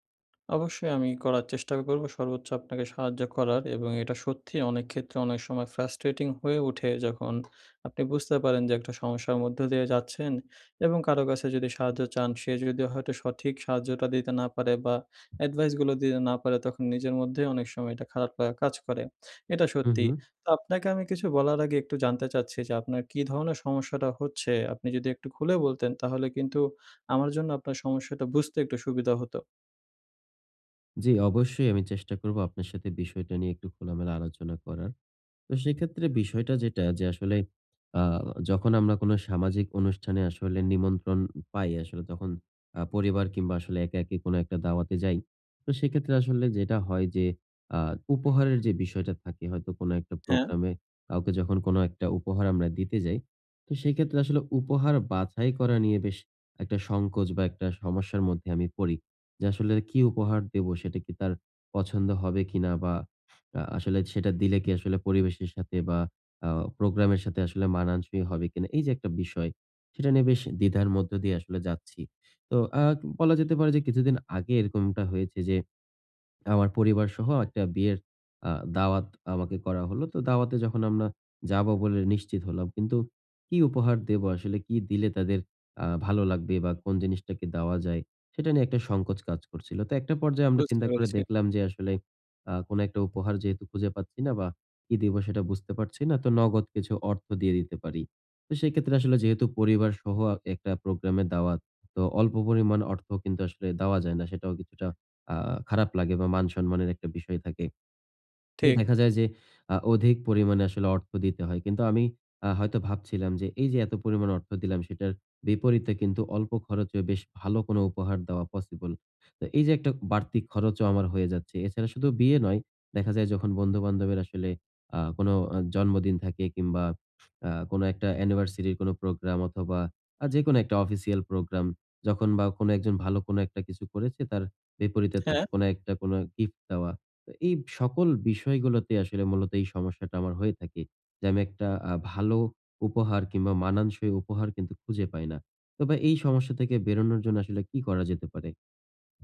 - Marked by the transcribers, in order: tapping; other background noise; horn; background speech
- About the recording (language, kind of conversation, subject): Bengali, advice, উপহার নির্বাচন ও আইডিয়া পাওয়া